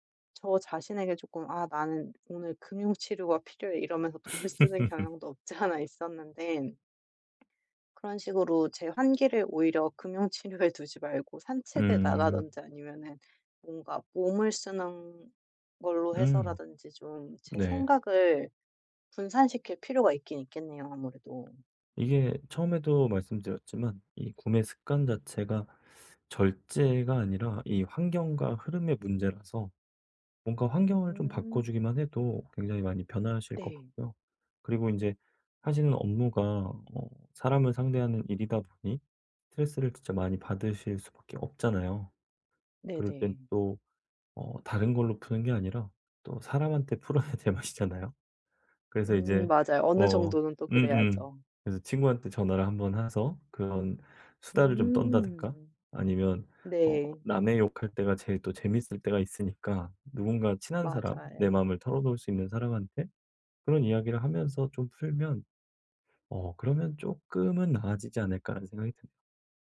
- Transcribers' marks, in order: laugh; laughing while speaking: "않아"; tapping; other background noise; teeth sucking; laughing while speaking: "풀어야"
- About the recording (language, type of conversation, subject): Korean, advice, 일상에서 구매 습관을 어떻게 조절하고 꾸준히 유지할 수 있을까요?